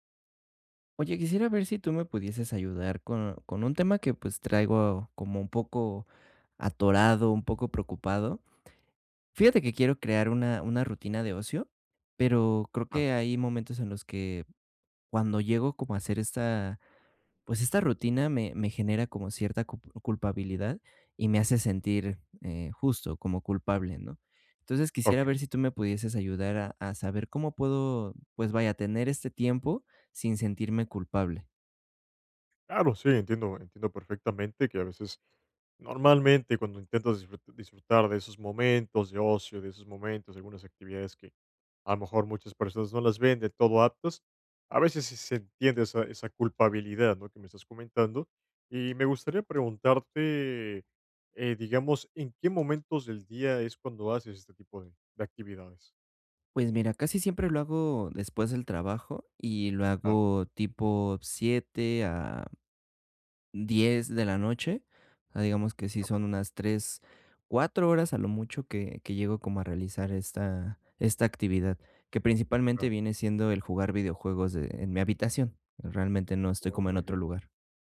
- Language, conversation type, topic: Spanish, advice, Cómo crear una rutina de ocio sin sentirse culpable
- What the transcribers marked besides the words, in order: none